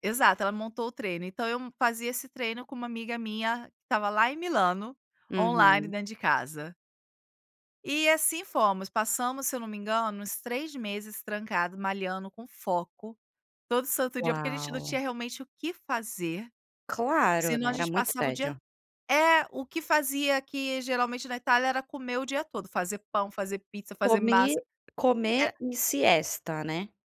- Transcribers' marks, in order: in Spanish: "siesta"
- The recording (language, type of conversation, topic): Portuguese, podcast, Você pode falar sobre um momento em que tudo fluiu para você?